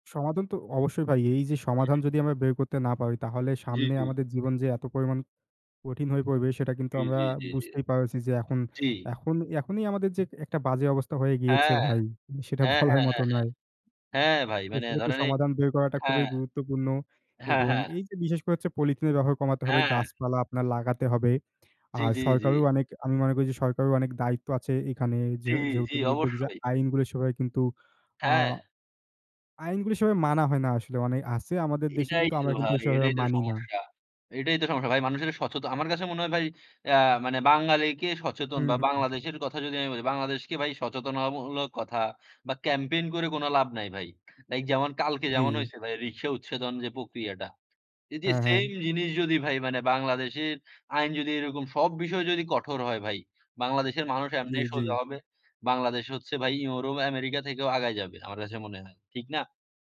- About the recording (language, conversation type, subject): Bengali, unstructured, বায়ু দূষণ মানুষের স্বাস্থ্যের ওপর কীভাবে প্রভাব ফেলে?
- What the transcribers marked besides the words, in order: laughing while speaking: "সেটা বলার মতো নয়"